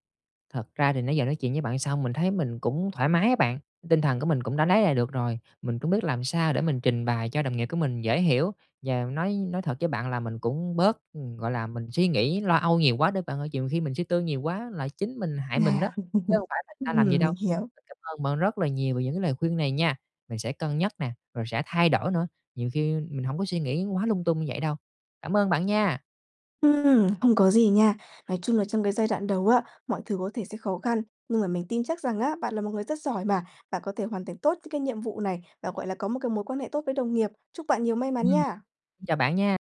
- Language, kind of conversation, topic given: Vietnamese, advice, Làm sao để bớt lo lắng về việc người khác đánh giá mình khi vị thế xã hội thay đổi?
- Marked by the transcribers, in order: tapping; laugh; other background noise